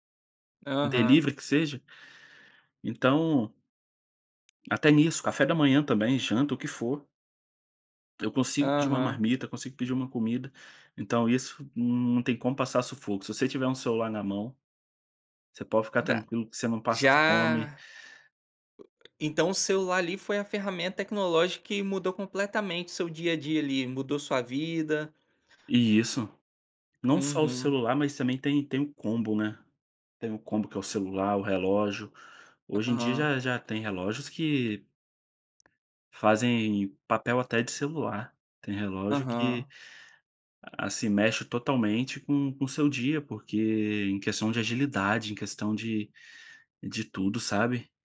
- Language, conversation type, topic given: Portuguese, podcast, Como a tecnologia mudou o seu dia a dia?
- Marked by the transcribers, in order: other noise